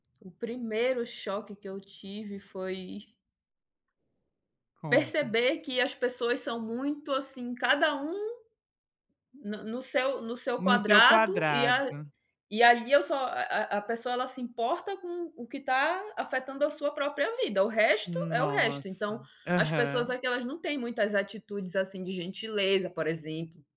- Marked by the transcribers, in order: none
- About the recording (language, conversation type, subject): Portuguese, podcast, Como a migração ou o deslocamento afetou sua família?
- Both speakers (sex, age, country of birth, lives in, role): female, 30-34, Brazil, Netherlands, guest; female, 30-34, Brazil, United States, host